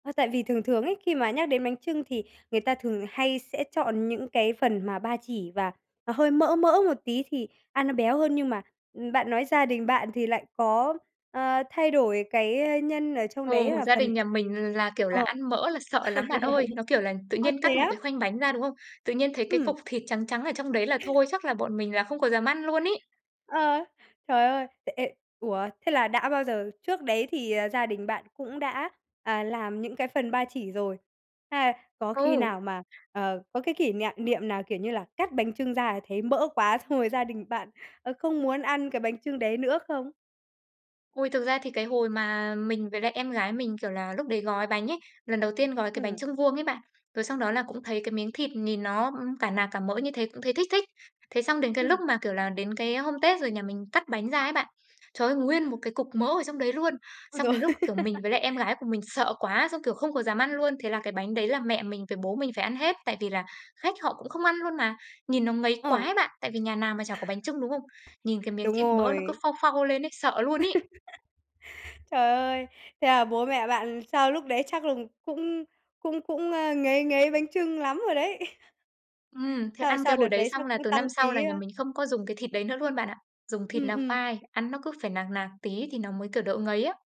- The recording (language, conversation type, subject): Vietnamese, podcast, Món nào thường có mặt trong mâm cỗ Tết của gia đình bạn và được xem là không thể thiếu?
- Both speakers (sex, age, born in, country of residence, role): female, 25-29, Vietnam, Vietnam, guest; male, 20-24, Vietnam, Vietnam, host
- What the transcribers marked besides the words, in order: tapping; laugh; laugh; other background noise; "niệm" said as "nịa"; laughing while speaking: "giời ơi!"; laugh; other noise; laugh; chuckle